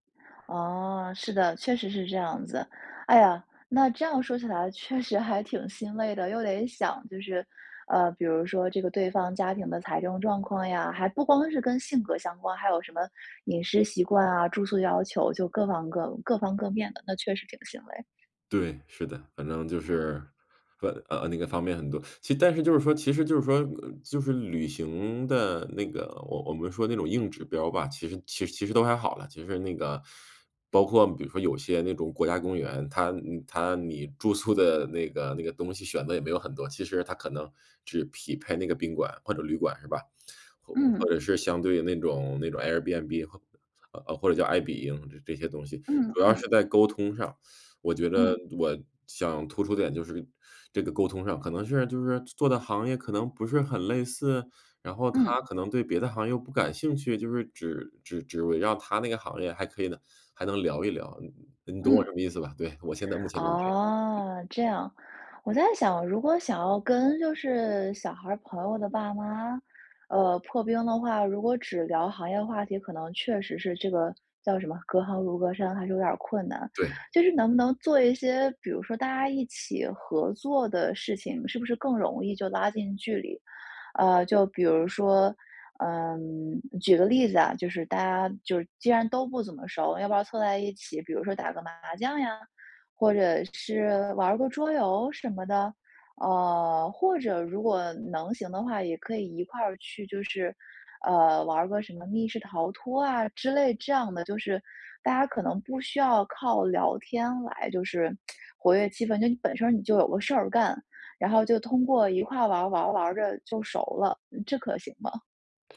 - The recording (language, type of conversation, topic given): Chinese, advice, 旅行时我很紧张，怎样才能减轻旅行压力和焦虑？
- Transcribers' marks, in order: teeth sucking; teeth sucking; other background noise; tsk